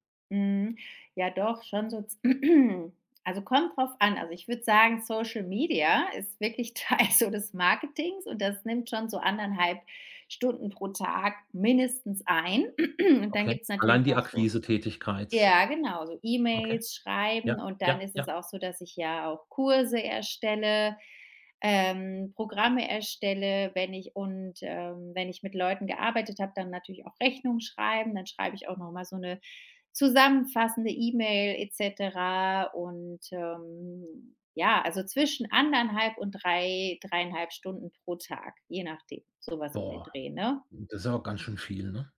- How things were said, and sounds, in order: throat clearing; laughing while speaking: "Teil"; throat clearing
- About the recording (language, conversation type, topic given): German, advice, Soll ich mein Startup weiterführen oder mir einen Job suchen?
- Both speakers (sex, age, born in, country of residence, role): female, 35-39, Germany, Spain, user; male, 55-59, Germany, Germany, advisor